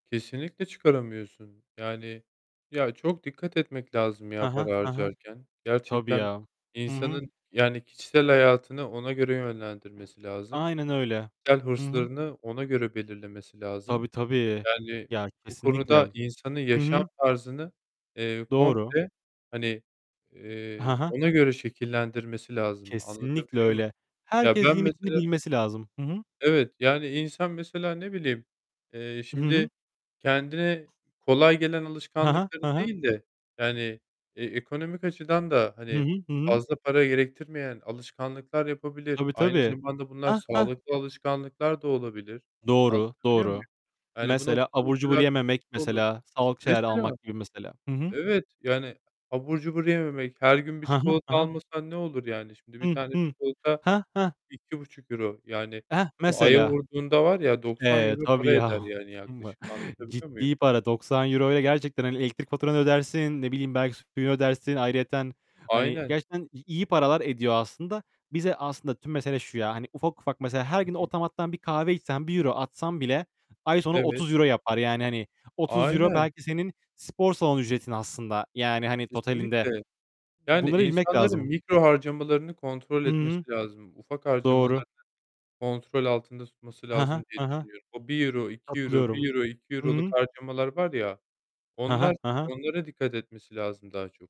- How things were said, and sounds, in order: tapping; other background noise; distorted speech; laughing while speaking: "tabii ya"; unintelligible speech; unintelligible speech; static; in English: "totalinde"
- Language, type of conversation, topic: Turkish, unstructured, Neden çoğu insan borç batağına sürükleniyor?